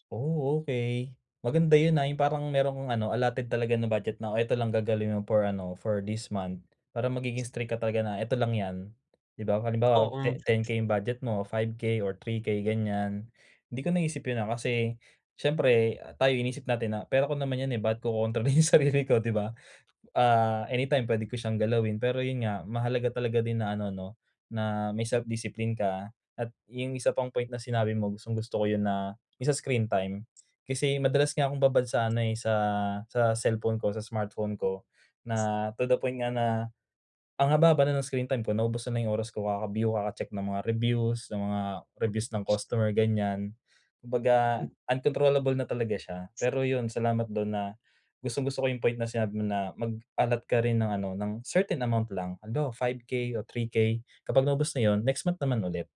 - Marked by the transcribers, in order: tapping; other background noise
- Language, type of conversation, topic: Filipino, advice, Paano ko mababalanse ang paggastos sa mga luho at ang pag-iipon ko?